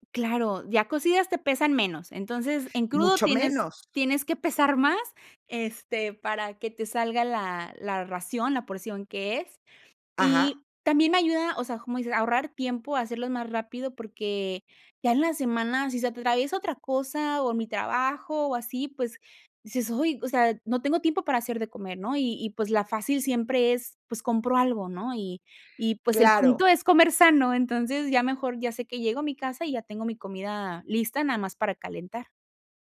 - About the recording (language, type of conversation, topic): Spanish, podcast, ¿Cómo te organizas para comer más sano cada semana?
- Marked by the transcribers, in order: none